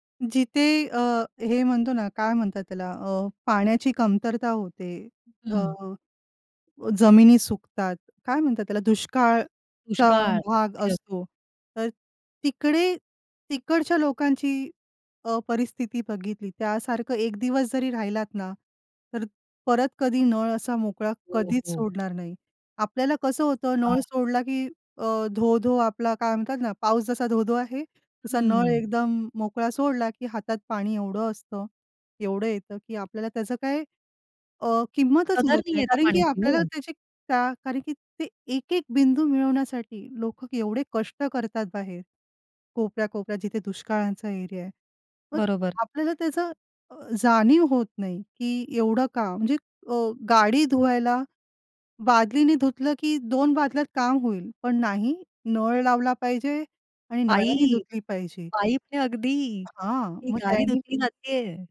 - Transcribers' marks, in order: none
- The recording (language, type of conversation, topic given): Marathi, podcast, पाण्याचे चक्र सोप्या शब्दांत कसे समजावून सांगाल?
- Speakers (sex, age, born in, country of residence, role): female, 35-39, India, India, guest; female, 40-44, India, India, host